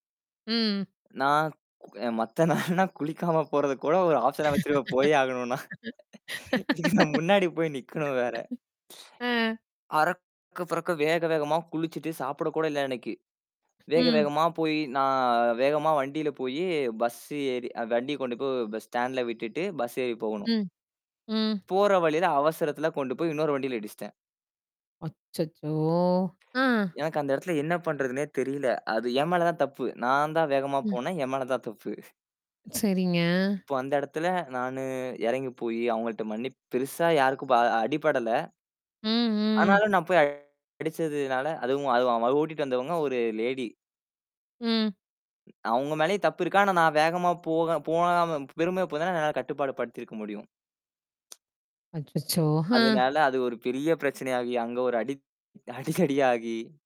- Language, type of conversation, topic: Tamil, podcast, அழுத்தமான ஒரு நாளுக்குப் பிறகு சற்று ஓய்வெடுக்க நீங்கள் என்ன செய்கிறீர்கள்?
- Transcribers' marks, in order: static; laughing while speaking: "மத்த நாளெல்லாம் குளிக்காம போறது கூட … போய் நிக்கணும் வேற"; laugh; other background noise; "இடிச்சுட்டேன்" said as "இடிஸ்ட்டேன்"; drawn out: "அச்சச்சோ"; other noise; laughing while speaking: "தப்பு"; distorted speech; laughing while speaking: "அடி, தடி ஆகி"